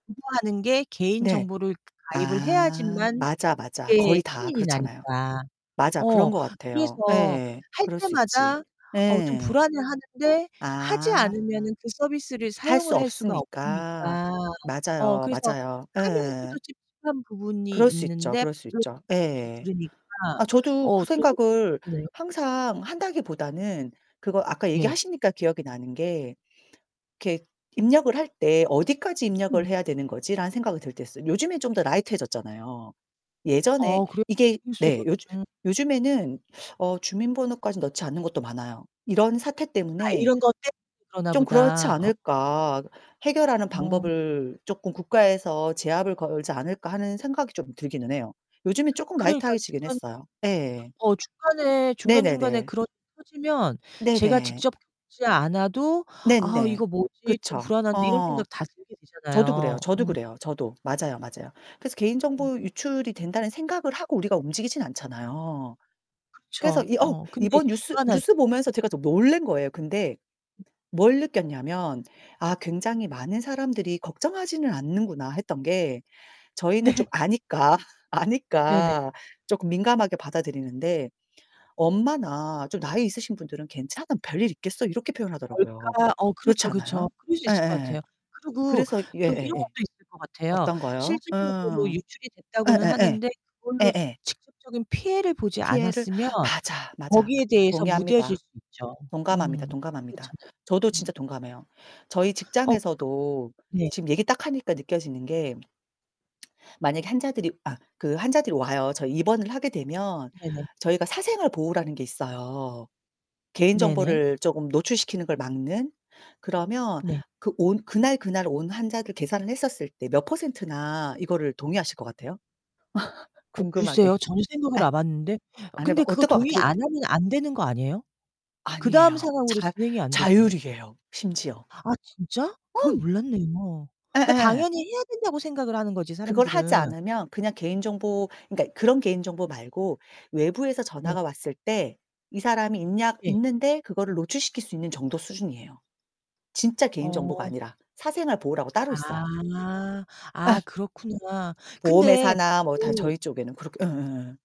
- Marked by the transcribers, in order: unintelligible speech; other background noise; distorted speech; unintelligible speech; unintelligible speech; laughing while speaking: "네"; laughing while speaking: "아니까"; lip smack; laugh; laughing while speaking: "궁금하게"; "안해봤는데" said as "아봤는데"
- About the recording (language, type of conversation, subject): Korean, unstructured, 개인정보가 유출된 적이 있나요, 그리고 그때 어떻게 대응하셨나요?